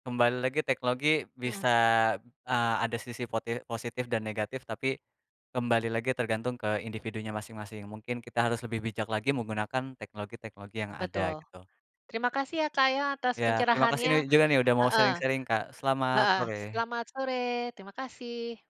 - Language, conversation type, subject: Indonesian, unstructured, Inovasi teknologi apa yang membuat kehidupan sehari-hari menjadi lebih menyenangkan?
- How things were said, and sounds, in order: in English: "sharing-sharing"